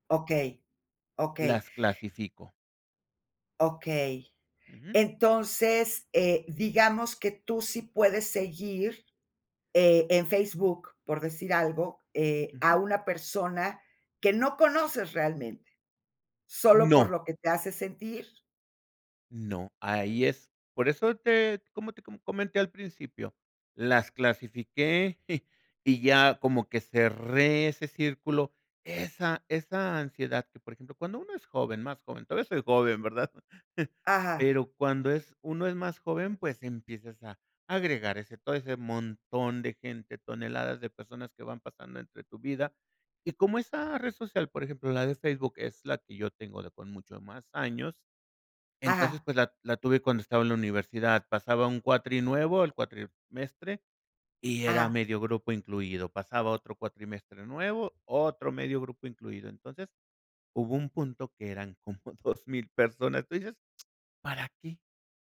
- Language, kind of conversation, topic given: Spanish, podcast, ¿Cómo decides si seguir a alguien en redes sociales?
- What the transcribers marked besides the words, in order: chuckle; laughing while speaking: "joven, ¿verdad?"; laughing while speaking: "dos mil, personas"; lip smack